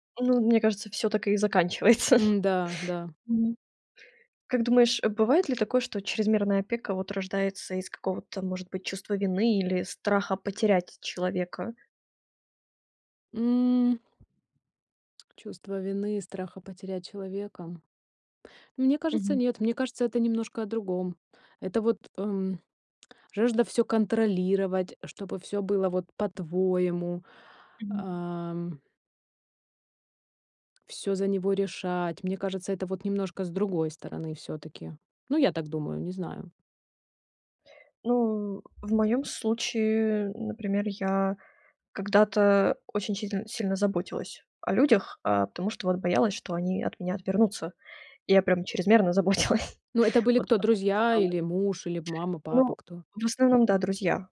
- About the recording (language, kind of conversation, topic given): Russian, podcast, Как отличить здоровую помощь от чрезмерной опеки?
- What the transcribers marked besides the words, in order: laughing while speaking: "заканчивается"; tapping; laughing while speaking: "заботилась"; unintelligible speech